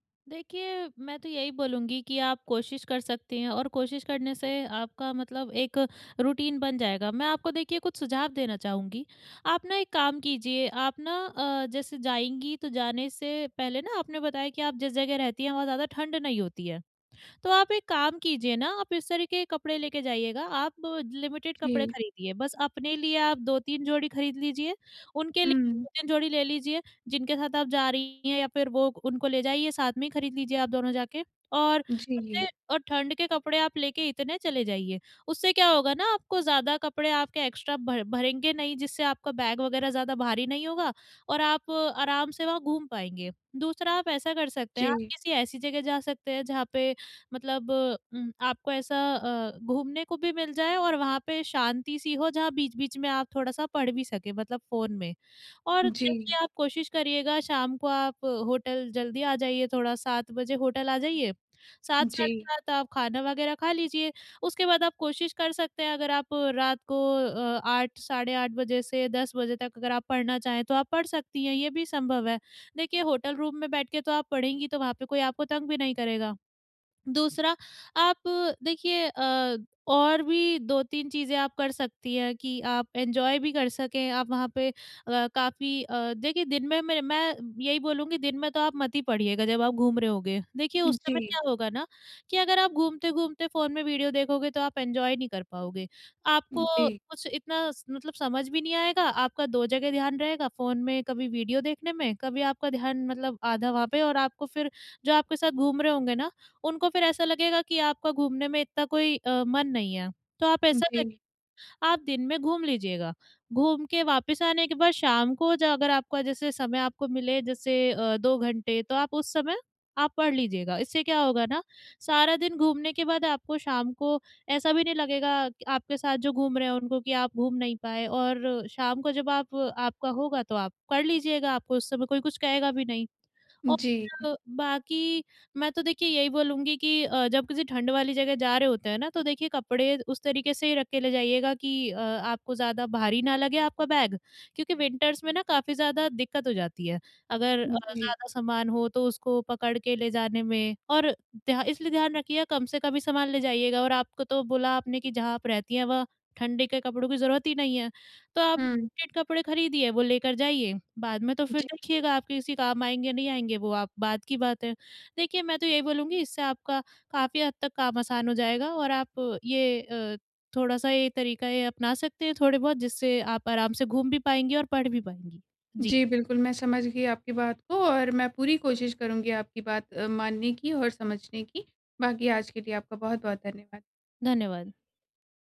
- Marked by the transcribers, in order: in English: "रूटीन"; in English: "लिमिटेड"; in English: "एक्स्ट्रा"; in English: "बैग"; in English: "रूम"; in English: "एन्जॉय"; in English: "एन्जॉय"; in English: "बैग"; in English: "विंटर्स"
- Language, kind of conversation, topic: Hindi, advice, यात्रा या सप्ताहांत के दौरान तनाव कम करने के तरीके